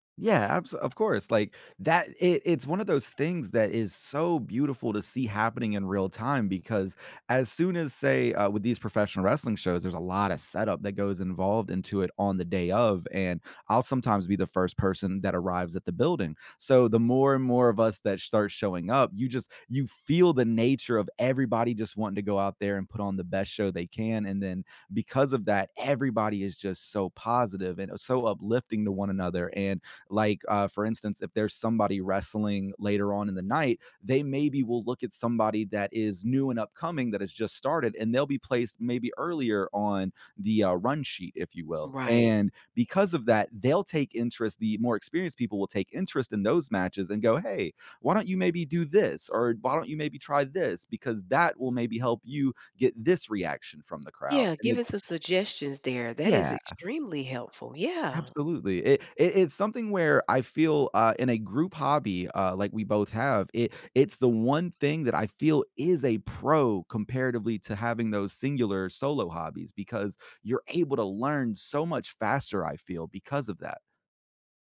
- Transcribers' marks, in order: other background noise; tapping
- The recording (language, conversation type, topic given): English, unstructured, Have you ever found a hobby that connected you with new people?
- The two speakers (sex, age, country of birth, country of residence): female, 45-49, United States, United States; male, 30-34, United States, United States